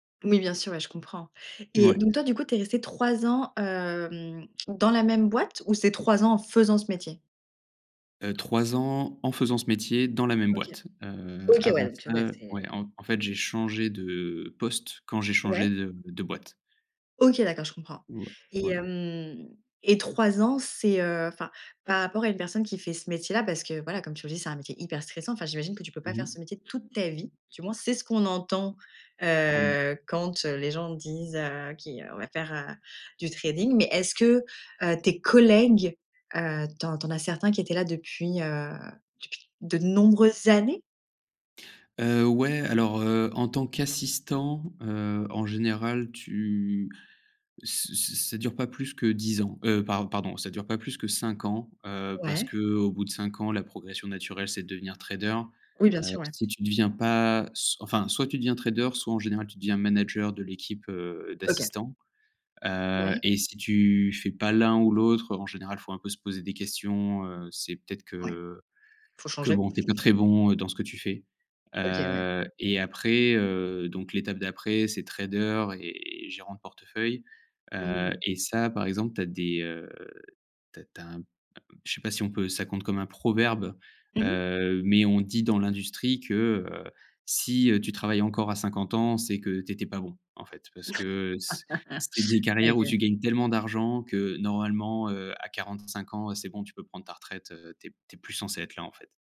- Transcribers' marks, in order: tapping; stressed: "collègues"; stressed: "nombreuses années"; other background noise; chuckle
- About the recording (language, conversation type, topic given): French, podcast, Comment choisir entre la sécurité et l’ambition ?